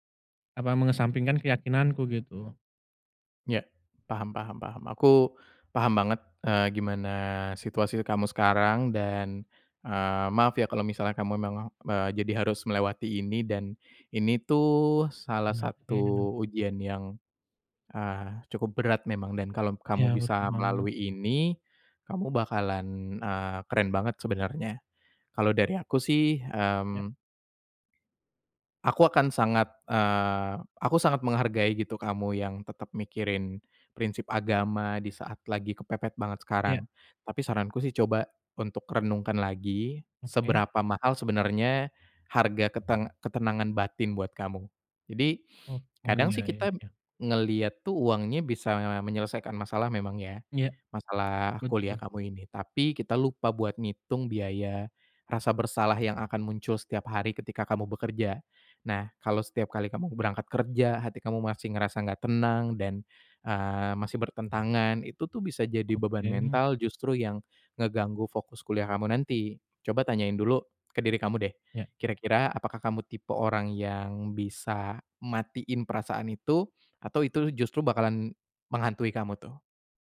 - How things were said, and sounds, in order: other street noise; tapping; other background noise
- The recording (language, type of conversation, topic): Indonesian, advice, Bagaimana saya memilih ketika harus mengambil keputusan hidup yang bertentangan dengan keyakinan saya?